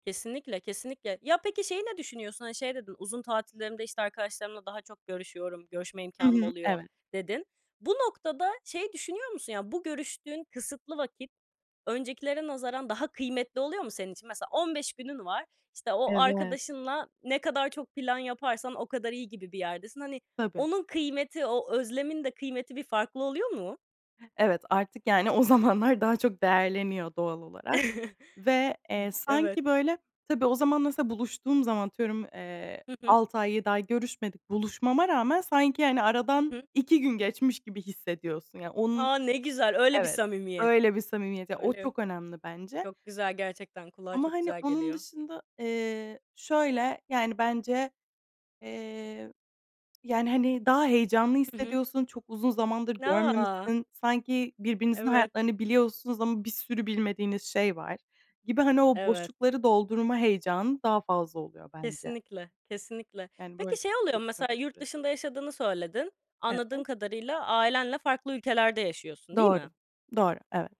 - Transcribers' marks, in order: other background noise; laughing while speaking: "zamanlar"; chuckle; unintelligible speech
- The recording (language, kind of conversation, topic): Turkish, podcast, Telefonla mı yoksa yüz yüze mi konuşmayı tercih edersin, neden?
- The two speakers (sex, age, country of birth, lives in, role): female, 20-24, Turkey, France, host; female, 20-24, Turkey, Italy, guest